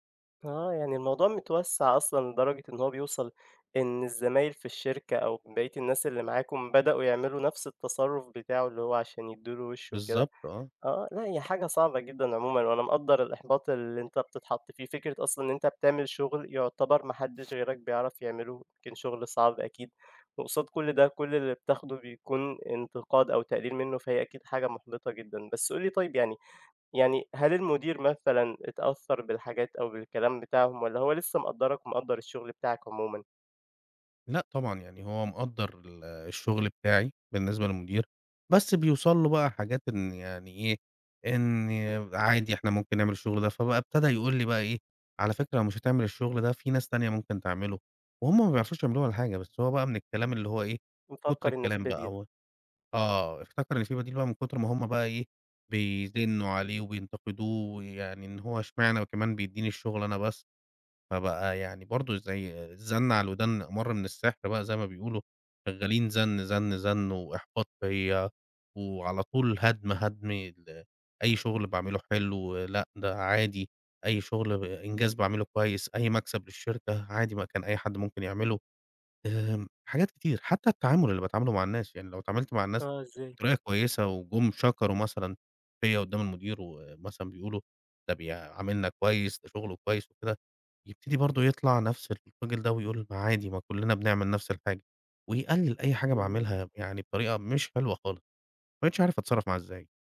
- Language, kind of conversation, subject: Arabic, advice, إزاي تتعامل لما ناقد أو زميل ينتقد شغلك الإبداعي بعنف؟
- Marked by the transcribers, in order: none